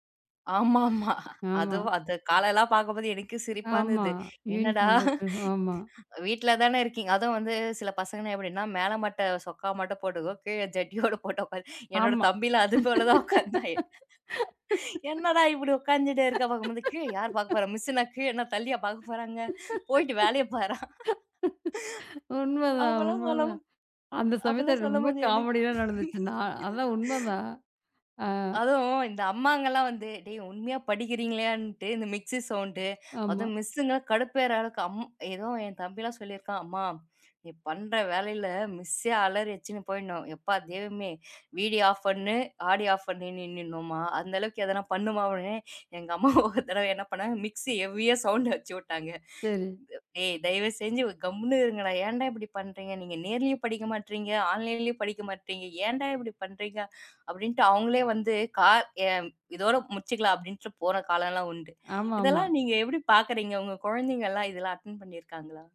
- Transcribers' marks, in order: in English: "யூனிபார்ம்"; chuckle; other noise; laugh; laugh; in English: "மிஸ்"; in English: "காமடி"; tapping; laugh; laughing while speaking: "அப்பல்லாம் சொல்லும்போது எனக்கு"; in English: "மிக்சி"; in English: "மிஸ்ங்களாம்"; in English: "மிஸ்ஸெ"; in English: "வீடியோ ஆப்"; in English: "ஆடியோ ஆப்"; laughing while speaking: "எங்க அம்மா ஒருதடவை என்ன பண்ணா"; in English: "மிக்சிய ஹெவியா சௌண்டு"; in English: "ஆன்லைன்யம்"; in English: "அட்டண்ட்"
- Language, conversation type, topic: Tamil, podcast, ஆன்லைன் கல்வியின் சவால்களையும் வாய்ப்புகளையும் எதிர்காலத்தில் எப்படிச் சமாளிக்கலாம்?